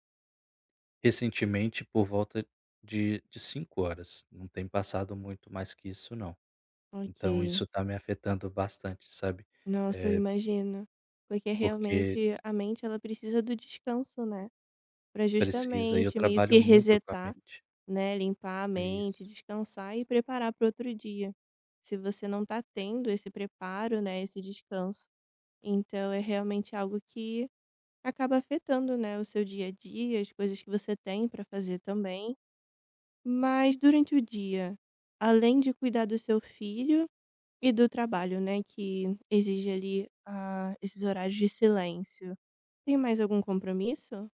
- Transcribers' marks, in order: tapping
- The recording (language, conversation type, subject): Portuguese, advice, Como posso manter um sono regular apesar de tantos compromissos?